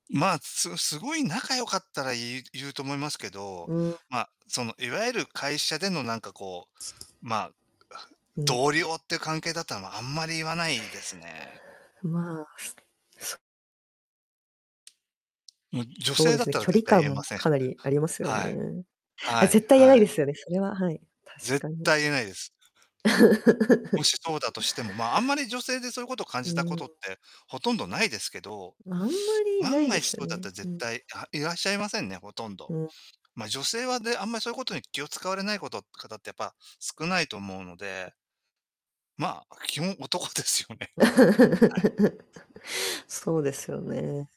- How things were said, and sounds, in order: distorted speech; other background noise; tapping; laugh; laughing while speaking: "男ですよね。はい"; laugh
- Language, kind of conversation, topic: Japanese, unstructured, 他人の汗の臭いが気になるとき、どのように対応していますか？